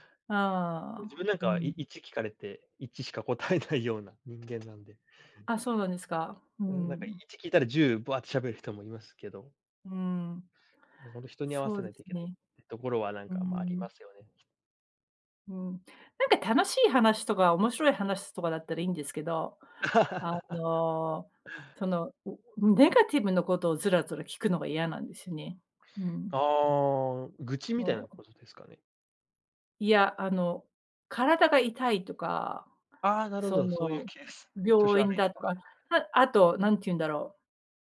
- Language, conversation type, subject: Japanese, unstructured, 最近、自分が成長したと感じたことは何ですか？
- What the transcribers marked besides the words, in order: other background noise; laugh